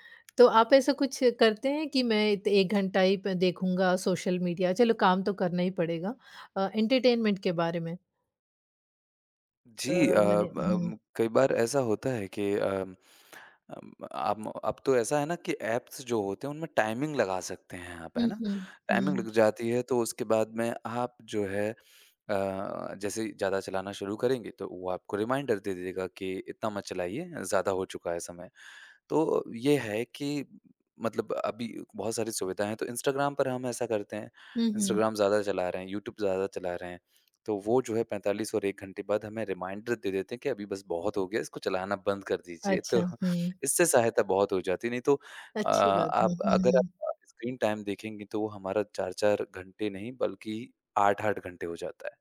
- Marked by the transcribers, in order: in English: "एंटरटेनमेंट"; in English: "ऐप्स"; in English: "टाइमिंग"; in English: "टाइमिंग"; in English: "रिमाइंडर"; in English: "रिमाइंडर"; tapping; laughing while speaking: "तो"; in English: "टाइम"
- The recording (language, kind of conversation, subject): Hindi, podcast, फोन के बिना आपका एक दिन कैसे बीतता है?